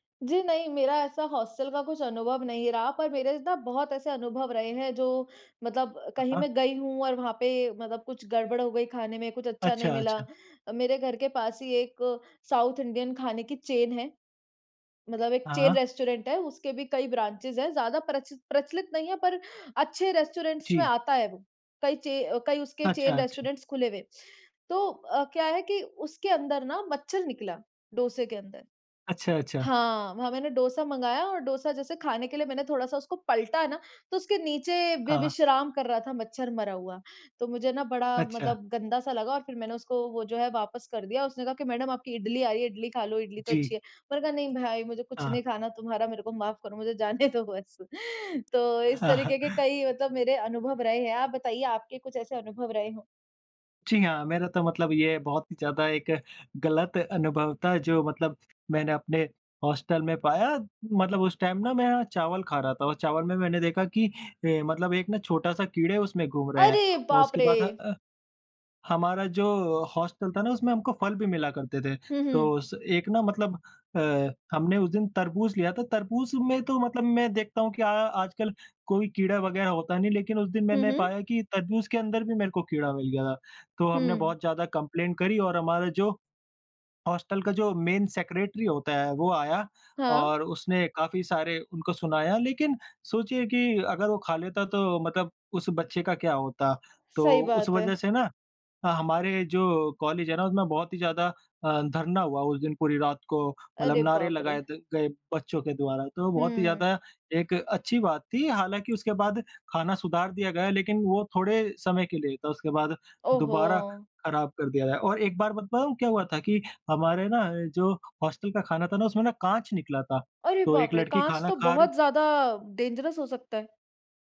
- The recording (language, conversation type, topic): Hindi, unstructured, क्या आपको कभी खाना खाते समय उसमें कीड़े या गंदगी मिली है?
- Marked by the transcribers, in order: in English: "साउथ इंडियन"; in English: "चेन"; in English: "चेन रेस्टोरेंट"; in English: "ब्रांचेज़"; in English: "रेस्टोरेंट्स"; in English: "चेन रेस्टोरेंट्स"; laughing while speaking: "जाने दो बस"; laughing while speaking: "हाँ, हाँ"; in English: "टाइम"; surprised: "अरे बाप रे!"; in English: "कंप्लेंन"; in English: "मेन सेक्रेटरी"; surprised: "अरे बाप रे!"; in English: "डेंजरस"